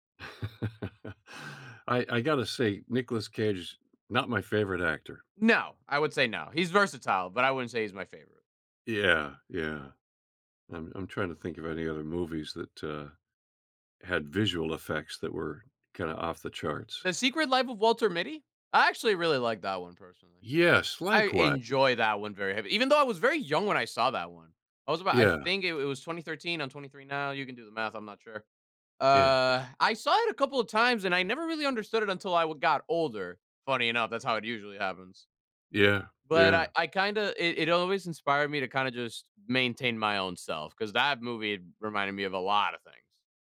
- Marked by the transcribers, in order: laugh; tapping
- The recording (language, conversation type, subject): English, unstructured, How should I weigh visual effects versus storytelling and acting?